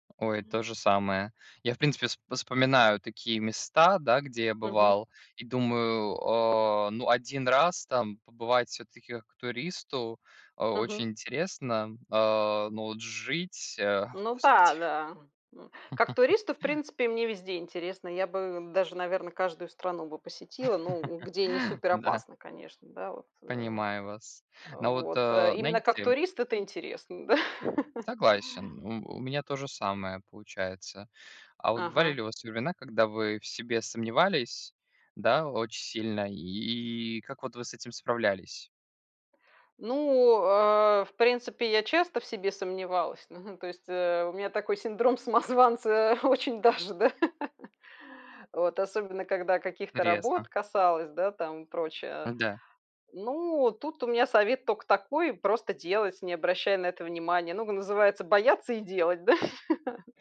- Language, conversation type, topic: Russian, unstructured, Что делает вас счастливым в том, кем вы являетесь?
- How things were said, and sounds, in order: tapping; other background noise; chuckle; chuckle; laughing while speaking: "ну"; laughing while speaking: "самозванца очень даже, да"; chuckle; laughing while speaking: "да"; chuckle